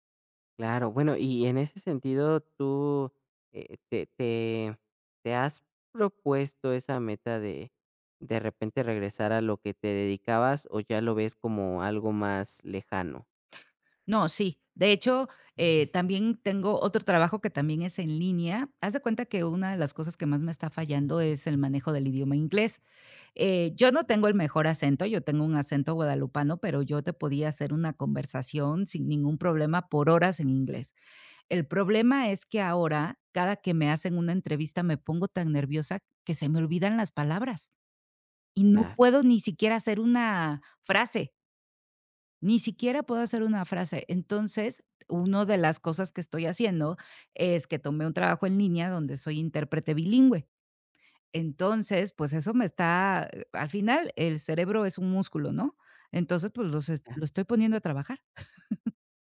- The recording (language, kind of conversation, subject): Spanish, advice, Miedo a dejar una vida conocida
- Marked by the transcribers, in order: tapping; other background noise; unintelligible speech; other noise; chuckle